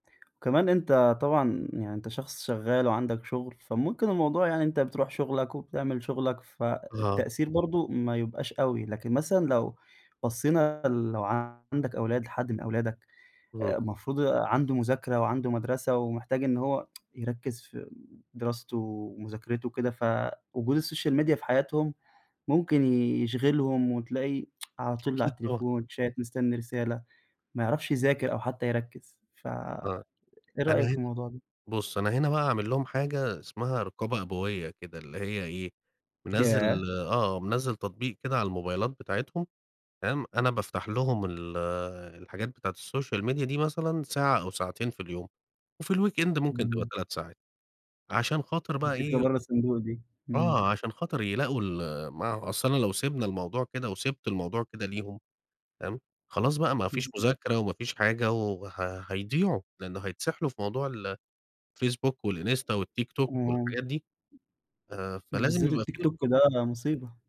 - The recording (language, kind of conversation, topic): Arabic, podcast, إزاي تتجنب تضييع وقتك على السوشيال ميديا؟
- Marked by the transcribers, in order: tsk; tsk; laughing while speaking: "ياه!"; in English: "الموبايلات"; tapping; in English: "الsocial media"; in English: "الweekend"; other noise; horn